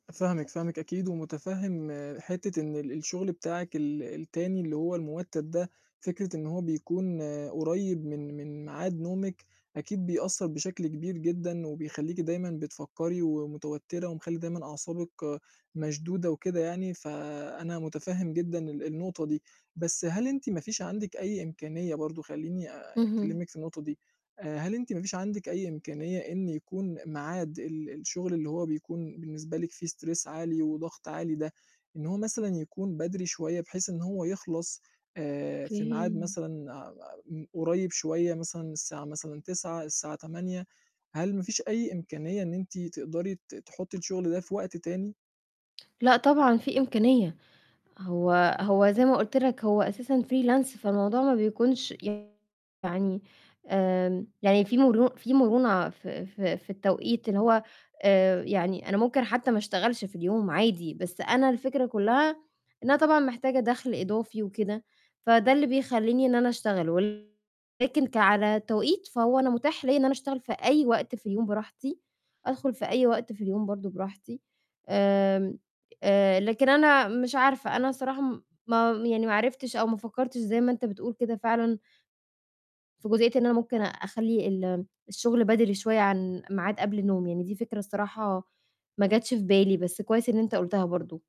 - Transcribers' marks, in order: in English: "stress"; in English: "freelance"; distorted speech; other background noise
- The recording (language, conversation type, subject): Arabic, advice, إزاي أتحكّم في توتري بالليل عشان أنام أحسن وأصحى بنشاط أكتر؟